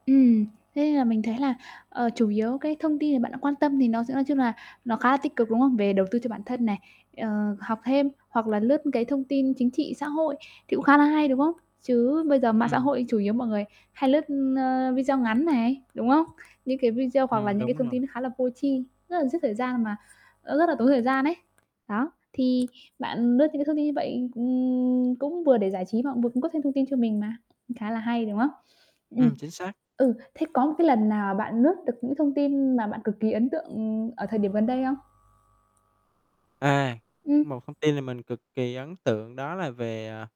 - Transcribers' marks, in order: static; distorted speech; tapping; other background noise
- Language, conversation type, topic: Vietnamese, podcast, Bạn cân bằng việc dùng mạng xã hội và cuộc sống hằng ngày như thế nào?